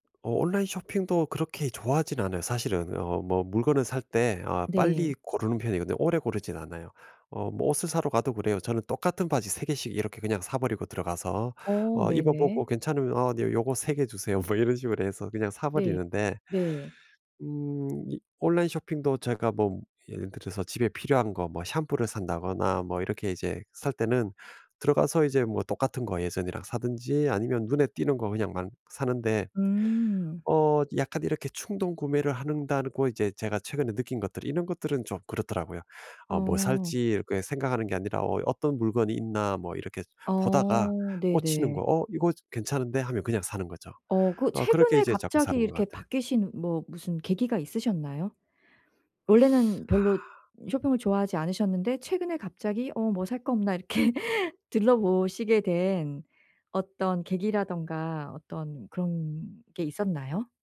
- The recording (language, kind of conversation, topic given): Korean, advice, 구매하기 전에 더 신중해지고 지출을 절제하는 습관을 어떻게 기를 수 있을까요?
- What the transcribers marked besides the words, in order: tapping; laughing while speaking: "뭐"; other background noise; laughing while speaking: "이렇게"